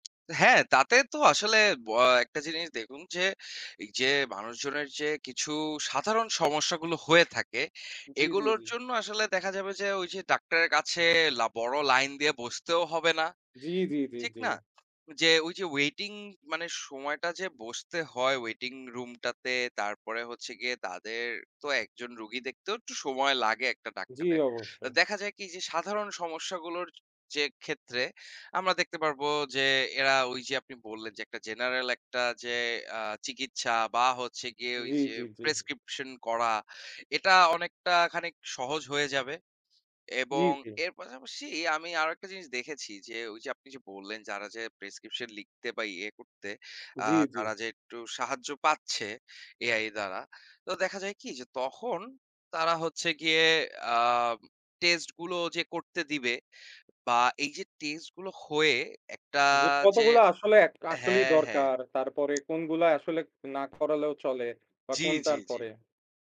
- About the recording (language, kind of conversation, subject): Bengali, unstructured, কৃত্রিম বুদ্ধিমত্তা কীভাবে আমাদের ভবিষ্যৎ গঠন করবে?
- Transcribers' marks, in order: in English: "waiting"; in English: "waiting room"; in English: "general"; in English: "test"; in English: "test"